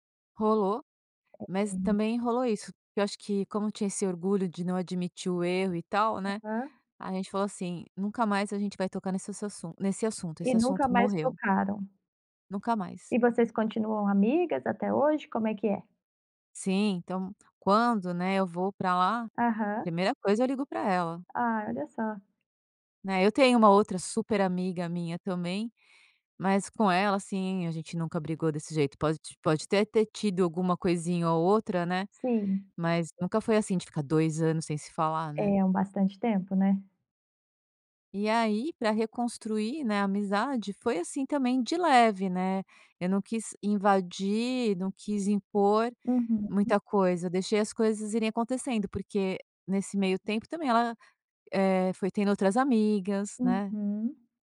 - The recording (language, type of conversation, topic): Portuguese, podcast, Como podemos reconstruir amizades que esfriaram com o tempo?
- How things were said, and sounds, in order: none